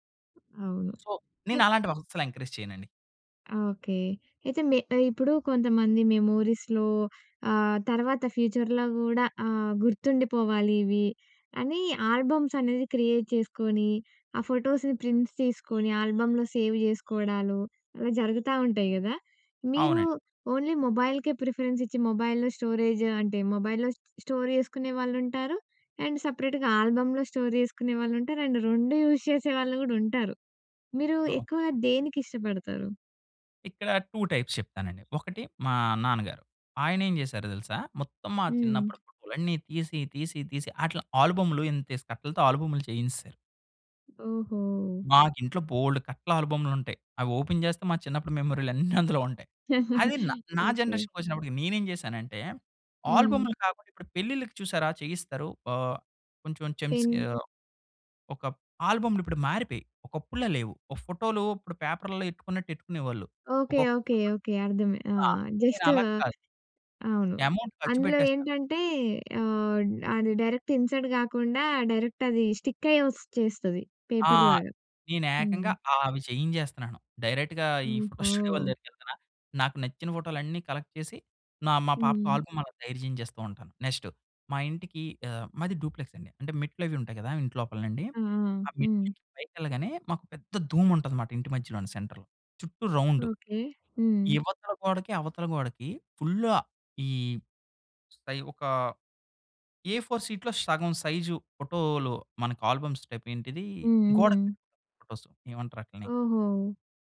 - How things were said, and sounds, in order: other background noise; in English: "సో"; other noise; in English: "మెమోరీస్‍లో"; in English: "ఫ్యూచర్‍లో"; in English: "క్రియేట్"; in English: "ఫోటోస్‌ని ప్రింట్స్"; in English: "ఆల్బమ్‍లో సేవ్"; in English: "ఓన్లీ మొబైల్‍కే"; in English: "మొబైల్‌లో స్టోరేజ్"; in English: "మొబైల్‍లో"; in English: "అండ్ సెపరేట్‌గా ఆల్బమ్‌లో స్టోర్"; in English: "అండ్"; in English: "యూస్"; tapping; in English: "టూ టైప్స్"; laugh; in English: "పిన్"; unintelligible speech; in English: "జస్ట్"; in English: "ఎమౌంట్"; in English: "డైరెక్ట్ ఇన్సర్ట్"; "ఒచ్చేస్తది" said as "ఒస్‌చేస్తది"; in English: "పేపర్‌లాగా"; in English: "డైరెక్ట్‌గా"; in English: "ఫోటో స్టూడియో"; in English: "కలక్ట్"; in English: "నెక్స్ట్"; in English: "సెంటర్‌లో"; in English: "ఎ ఫోర్ షీట్‌లో"; in English: "ఆల్బమ్స్"; in English: "ఫోటోస్"
- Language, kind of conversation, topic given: Telugu, podcast, ఫోటోలు పంచుకునేటప్పుడు మీ నిర్ణయం ఎలా తీసుకుంటారు?